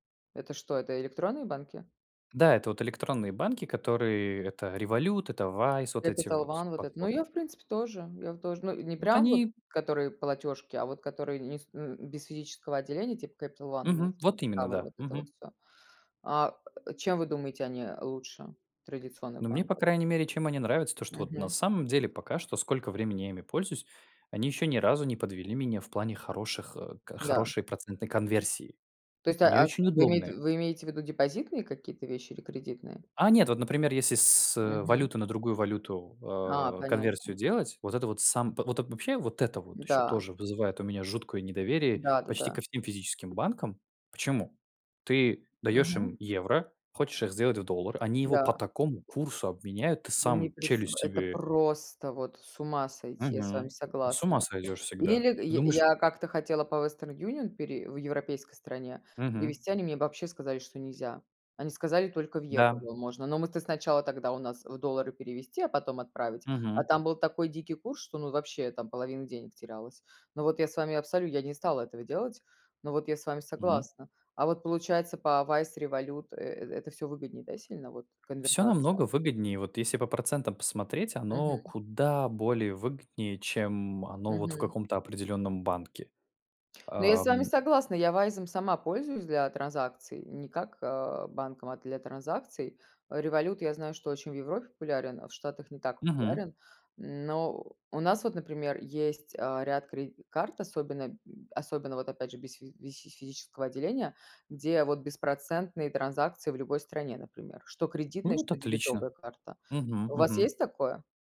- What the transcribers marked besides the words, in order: tapping; other background noise; "нельзя" said as "низя"
- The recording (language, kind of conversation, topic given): Russian, unstructured, Что заставляет вас не доверять банкам и другим финансовым организациям?